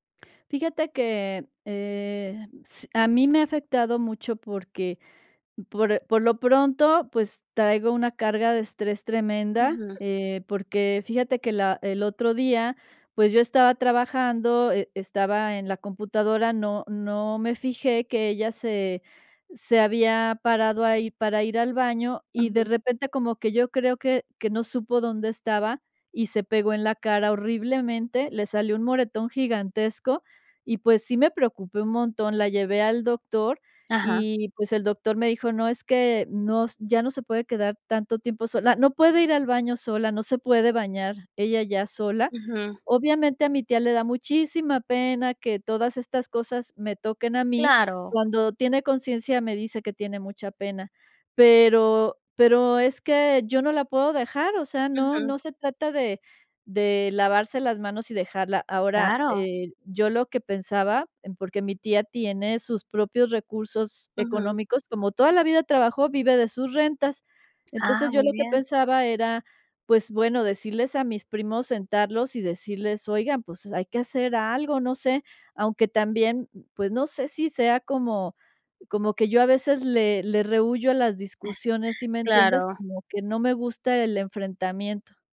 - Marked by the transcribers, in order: stressed: "muchísima"; other background noise; giggle
- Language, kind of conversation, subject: Spanish, advice, ¿Cómo puedo manejar la presión de cuidar a un familiar sin sacrificar mi vida personal?